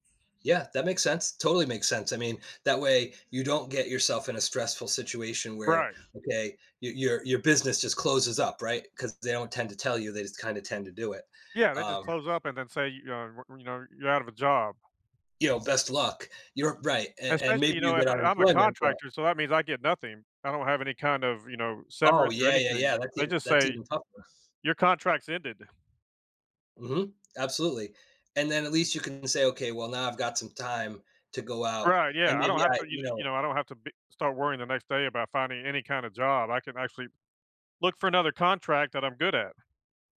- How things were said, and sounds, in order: other background noise
- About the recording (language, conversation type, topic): English, unstructured, What habits or strategies help you stick to your savings goals?